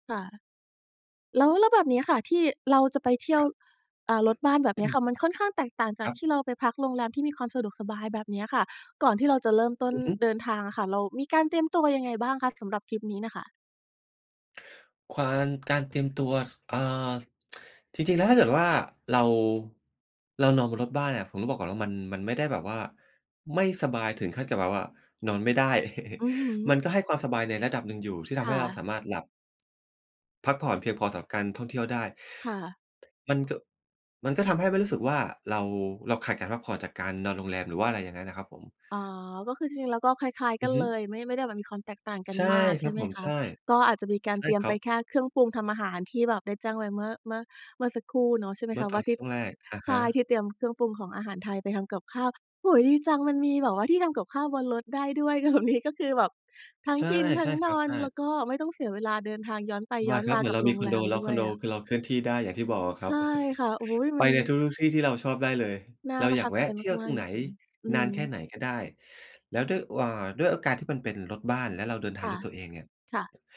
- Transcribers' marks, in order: throat clearing; tsk; chuckle; other noise; joyful: "โอ้โฮ ดีจัง มันมีแบบว่าที่ทำกับข้าวบนรถได้ด้วย แบบ นี้ก็คือแบบทั้งกิน ทั้งนอน"; laughing while speaking: "แบบ"; chuckle
- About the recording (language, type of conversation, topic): Thai, podcast, เล่าเรื่องทริปที่ประทับใจที่สุดให้ฟังหน่อยได้ไหม?